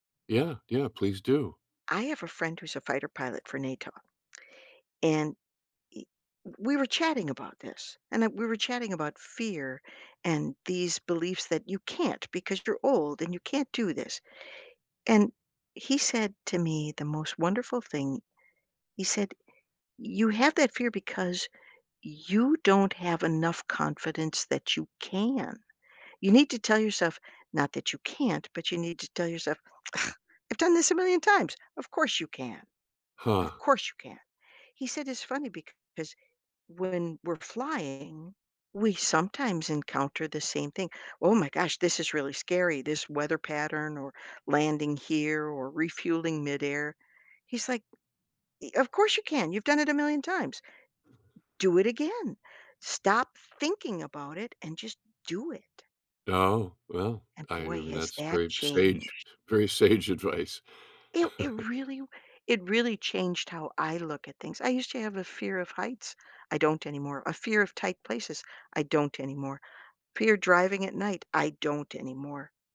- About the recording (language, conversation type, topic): English, unstructured, How do I notice and shift a small belief that's limiting me?
- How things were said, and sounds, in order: tapping; scoff; other background noise; laughing while speaking: "sage advice"; chuckle